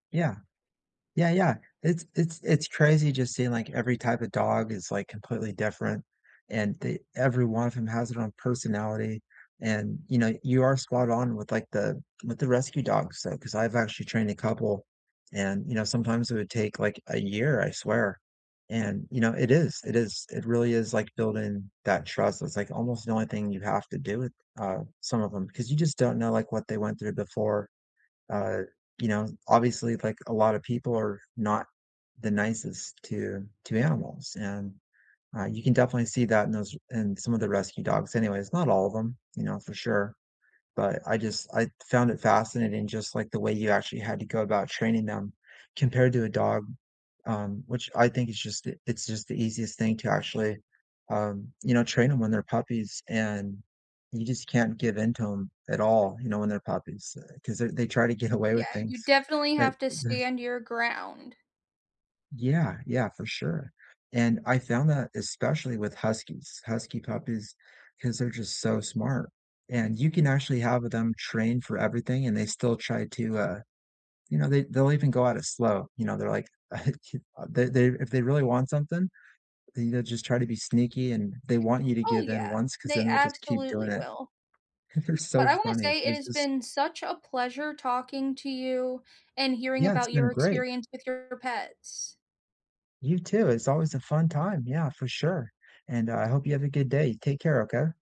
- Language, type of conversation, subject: English, unstructured, How can you make room for pets and friends in your daily life to strengthen your connections?
- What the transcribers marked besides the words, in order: laughing while speaking: "get"; chuckle; unintelligible speech; laughing while speaking: "They're"